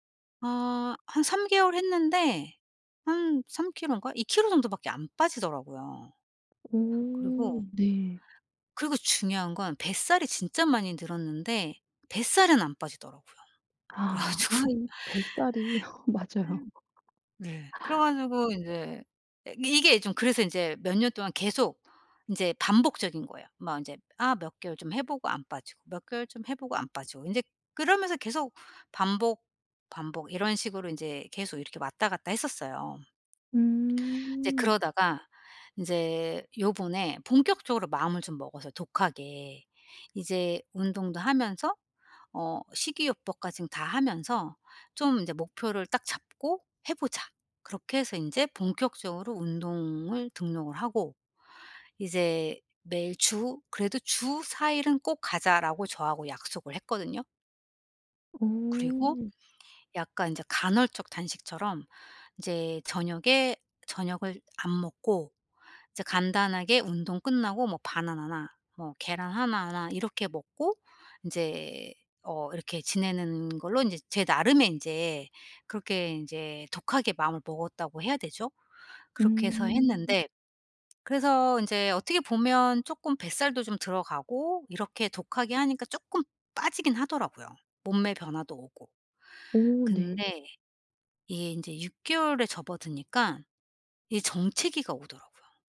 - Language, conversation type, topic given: Korean, advice, 운동 성과 정체기를 어떻게 극복할 수 있을까요?
- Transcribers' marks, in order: laughing while speaking: "가지고"; laugh; laughing while speaking: "맞아요"; laugh; other background noise; tapping